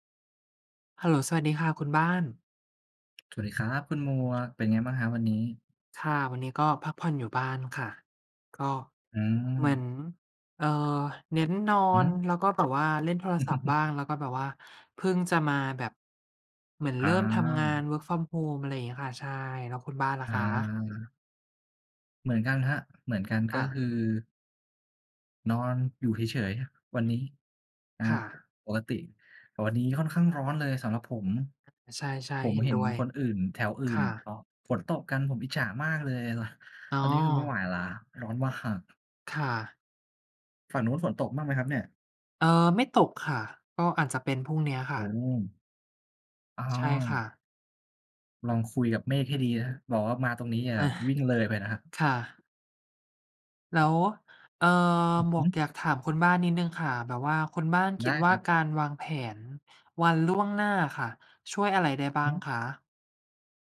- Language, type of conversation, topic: Thai, unstructured, ประโยชน์ของการวางแผนล่วงหน้าในแต่ละวัน
- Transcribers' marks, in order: other background noise; chuckle; in English: "work from home"; laughing while speaking: "อา"